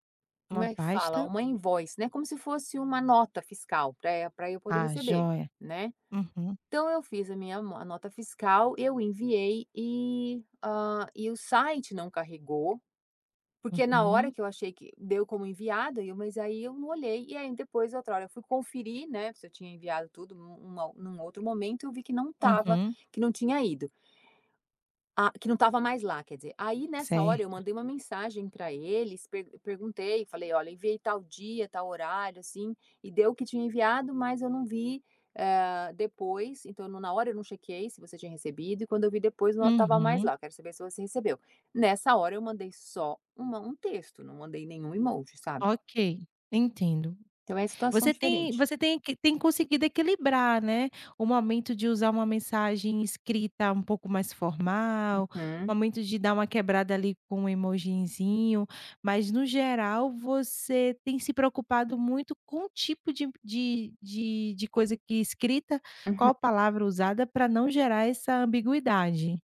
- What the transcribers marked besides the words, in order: in English: "invoice"
- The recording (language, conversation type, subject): Portuguese, podcast, Por que as mensagens escritas são mais ambíguas?